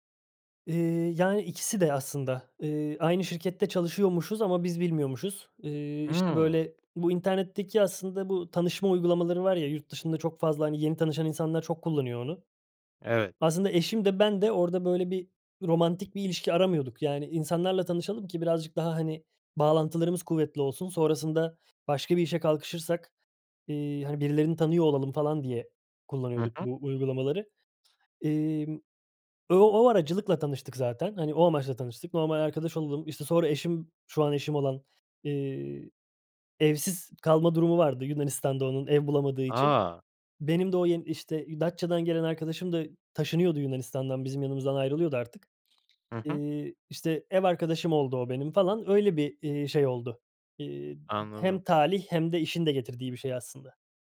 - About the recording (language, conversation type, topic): Turkish, podcast, Bir seyahat, hayatınızdaki bir kararı değiştirmenize neden oldu mu?
- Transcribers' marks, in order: other background noise; tapping